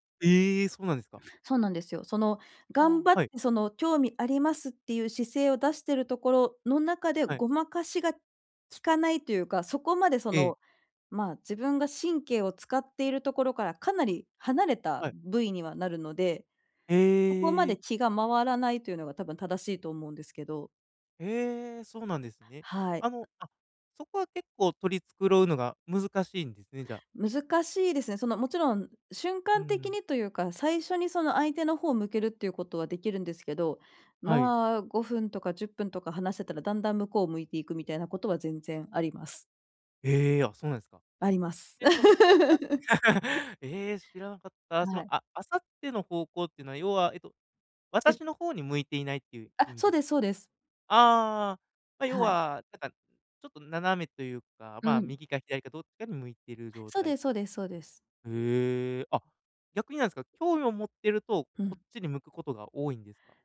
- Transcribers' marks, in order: tapping; chuckle; laugh
- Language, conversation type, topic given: Japanese, advice, 相手の感情を正しく理解するにはどうすればよいですか？